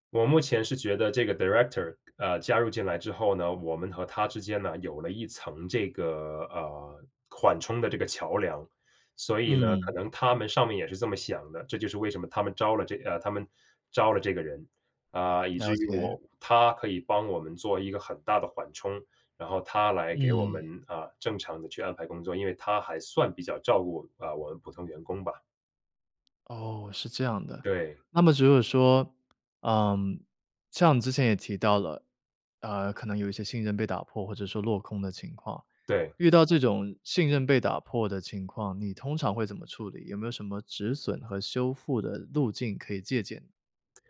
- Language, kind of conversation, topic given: Chinese, podcast, 在团队里如何建立信任和默契？
- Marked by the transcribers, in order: in English: "director"